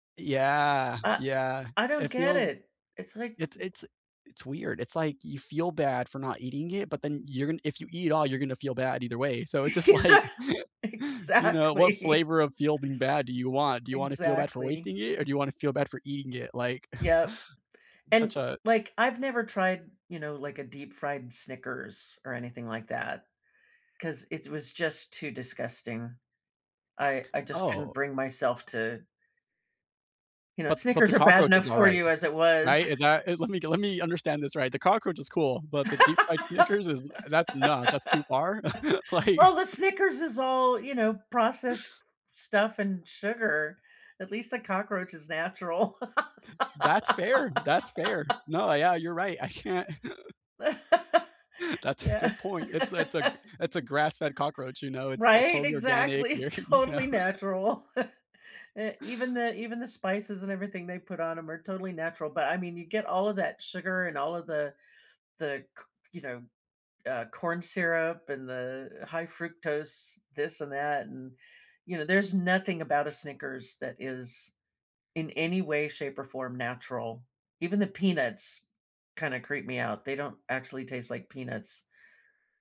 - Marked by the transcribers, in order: drawn out: "Yeah"; laugh; laughing while speaking: "Exactly"; laughing while speaking: "like"; chuckle; "feeling" said as "feelbing"; chuckle; chuckle; laugh; laugh; laughing while speaking: "like"; laugh; chuckle; laugh; laughing while speaking: "That's"; tapping; laugh; laughing while speaking: "it's"; laughing while speaking: "your you know?"; laugh
- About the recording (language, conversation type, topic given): English, unstructured, What is the most unforgettable street food you discovered while traveling, and what made it special?
- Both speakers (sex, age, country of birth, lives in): female, 60-64, United States, United States; male, 30-34, United States, United States